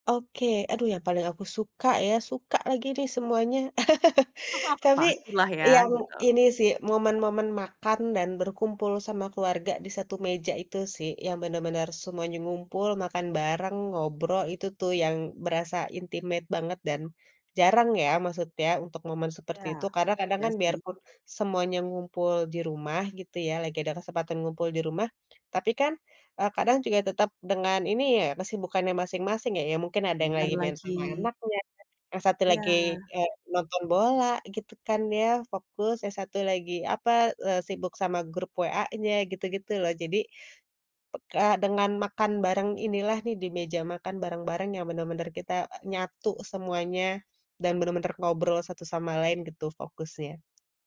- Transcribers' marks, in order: chuckle; in English: "intimate"; other background noise
- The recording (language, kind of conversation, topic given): Indonesian, podcast, Kegiatan sederhana apa yang bisa dilakukan bersama keluarga dan tetap berkesan?